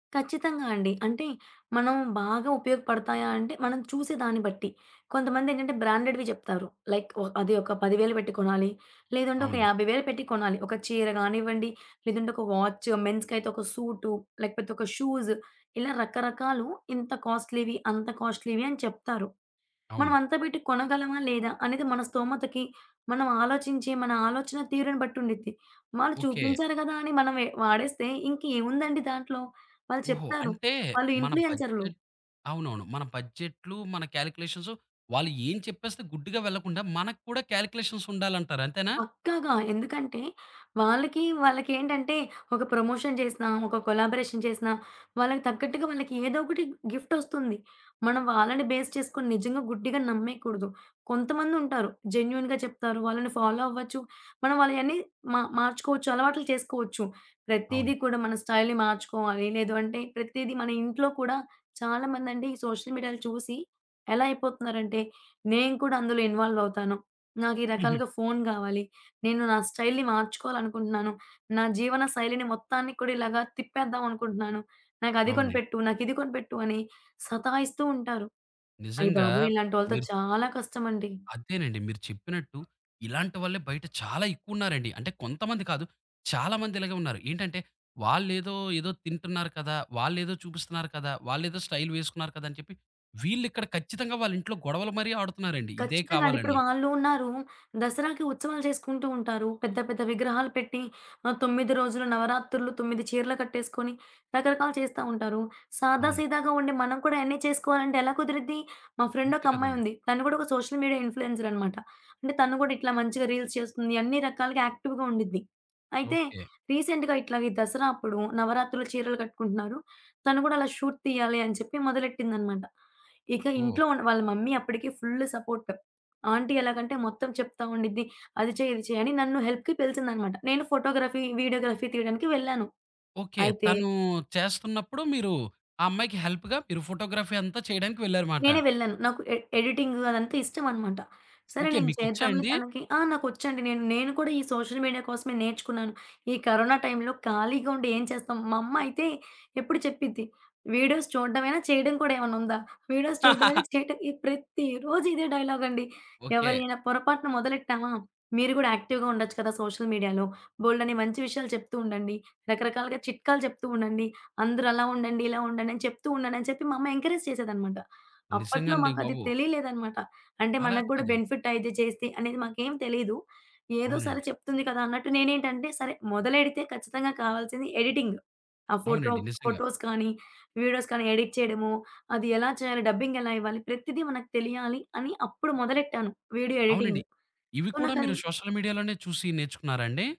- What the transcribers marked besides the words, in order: other background noise; lip smack; in English: "బ్రాండెడ్‌వి"; in English: "లైక్"; in English: "వాచ్"; in English: "సూట్"; in English: "షూస్"; in English: "కాస్ట్‌లీ‌వి"; in English: "కాస్ట్‌లీవి"; in English: "బడ్జెట్"; in English: "కాలిక్యులేషన్స్"; in English: "కాలిక్యులేషన్స్"; in Hindi: "పక్కాగా"; giggle; in English: "ప్రమోషన్"; in English: "కొలాబరేషన్"; in English: "బేస్"; in English: "జెన్యూన్‌గా"; in English: "ఫాలో"; in English: "స్టైల్‌ని"; lip smack; lip smack; in English: "సోషల్ మీడియా"; in English: "ఇన్వాల్వ్"; in English: "స్టైల్‌ని"; dog barking; in English: "స్టైల్"; lip smack; in English: "సోషల్ మీడియా ఇన్‌ఫ్లూయెన్సర్"; in English: "రీల్స్"; in English: "యాక్టివ్‌గా"; in English: "రీసెంట్‌గా"; in English: "షూట్"; in English: "మమ్మీ"; in English: "ఫుల్ సపోర్ట్"; in English: "హెల్ప్‌కి"; in English: "ఫోటోగ్రఫీ, వీడియోగ్రఫీ"; in English: "హెల్ప్‌గా"; in English: "ఫోటోగ్రఫీ"; in English: "ఎడి ఎడిటింగ్"; lip smack; in English: "సోషల్ మీడియా"; lip smack; in English: "వీడియోస్"; giggle; in English: "వీడియోస్"; chuckle; in English: "యాక్టివ్‌గా"; in English: "సోషల్ మీడియాలో"; in English: "ఎంకరేజ్"; in English: "బెనిఫిట్"; in English: "ఎడిటింగ్"; in English: "ఫోటో ఫోటోస్"; in English: "వీడియోస్"; in English: "ఎడిట్"; in English: "డబ్బింగ్"; in English: "ఎడిటింగ్. సో"; in English: "సోషల్ మీడియాలోనే"
- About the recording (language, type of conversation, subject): Telugu, podcast, సోషల్ మీడియా మీ స్టైల్ని ఎంత ప్రభావితం చేస్తుంది?